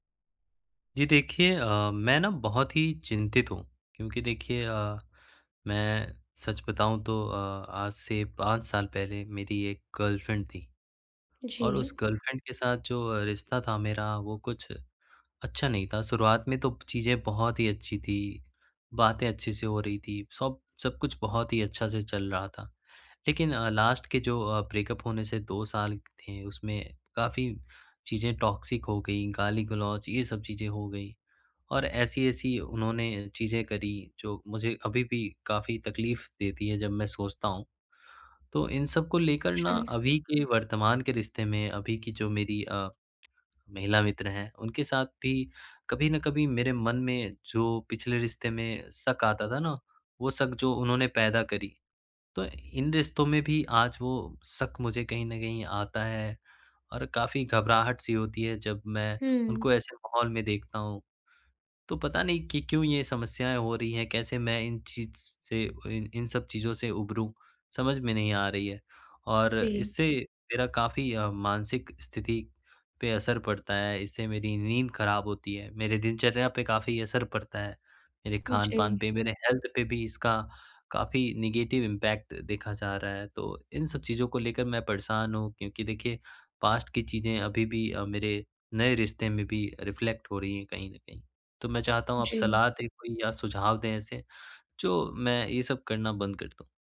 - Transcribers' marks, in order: in English: "गर्लफ्रेंड"; in English: "लास्ट"; in English: "ब्रेकअप"; in English: "टॉक्सिक"; in English: "हेल्थ"; in English: "नेगेटिव इम्पैक्ट"; in English: "पास्ट"; in English: "रिफ्लेक्ट"
- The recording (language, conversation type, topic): Hindi, advice, पिछले रिश्ते का दर्द वर्तमान रिश्ते में आना